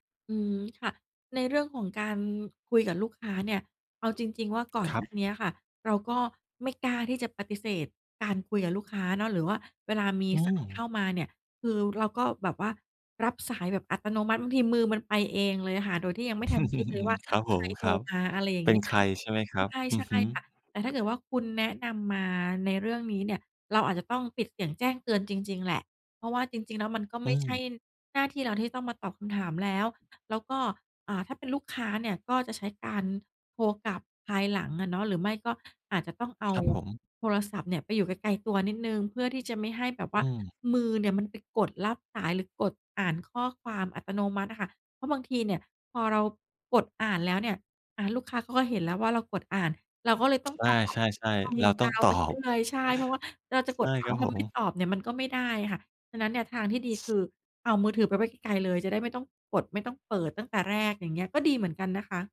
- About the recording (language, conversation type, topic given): Thai, advice, ฉันควรเริ่มจากตรงไหนดีถ้ารักษาสมาธิให้จดจ่อได้นานๆ ทำได้ยาก?
- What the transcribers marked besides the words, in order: tapping; chuckle; other background noise; other noise